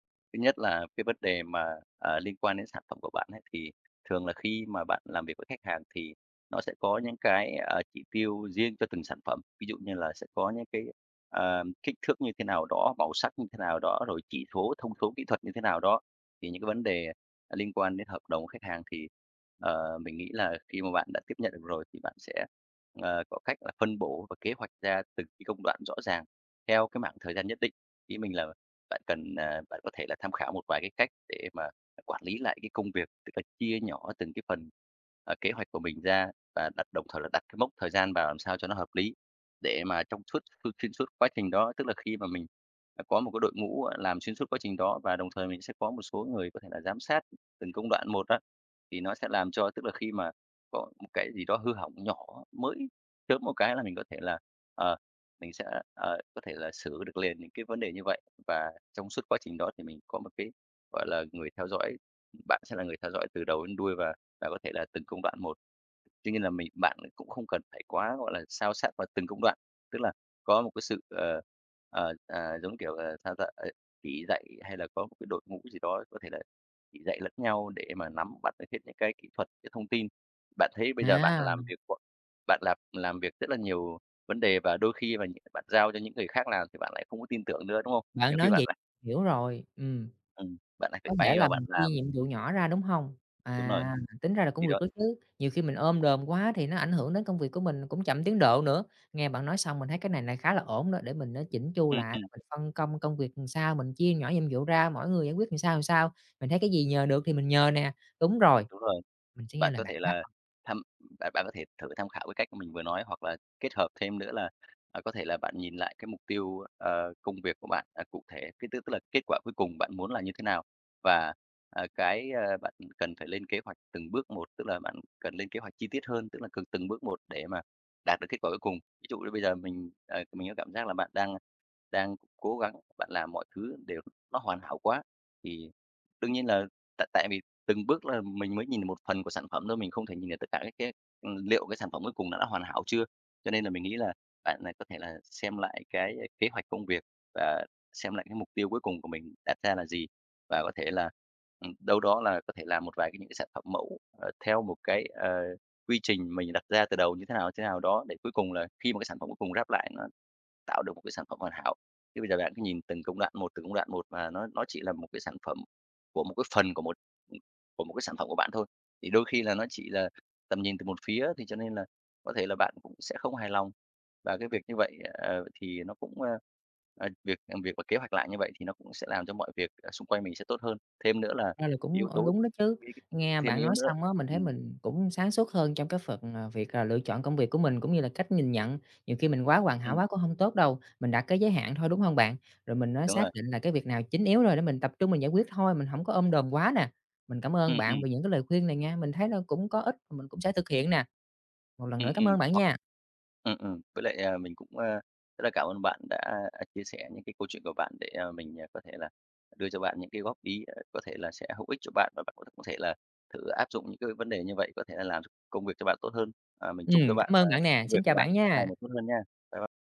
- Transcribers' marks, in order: tapping; other noise; unintelligible speech; "làm" said as "ừn"; "làm" said as "ừn"; "làm" said as "ừn"; other background noise; unintelligible speech; unintelligible speech; unintelligible speech
- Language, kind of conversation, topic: Vietnamese, advice, Làm thế nào để vượt qua tính cầu toàn khiến bạn không hoàn thành công việc?
- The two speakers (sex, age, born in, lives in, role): male, 30-34, Vietnam, Vietnam, user; male, 35-39, Vietnam, Vietnam, advisor